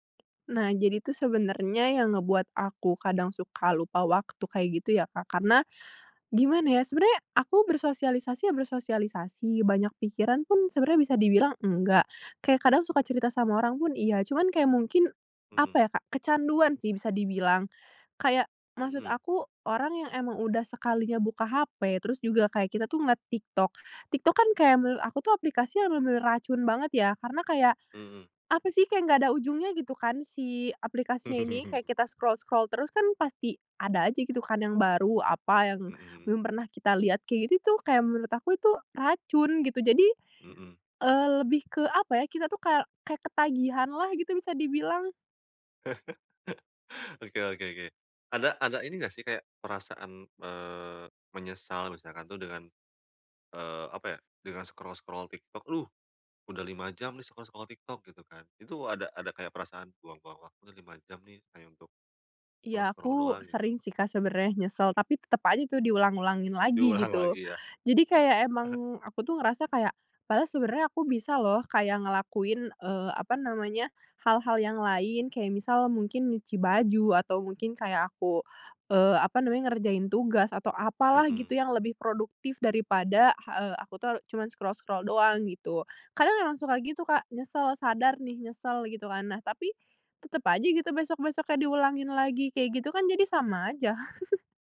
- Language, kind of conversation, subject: Indonesian, podcast, Apa kegiatan yang selalu bikin kamu lupa waktu?
- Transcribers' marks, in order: tapping; laugh; in English: "scroll-scroll"; laugh; in English: "scroll-scroll"; in English: "scroll-scroll"; in English: "scroll-scroll"; laughing while speaking: "Diulang"; chuckle; in English: "scroll-scroll"; chuckle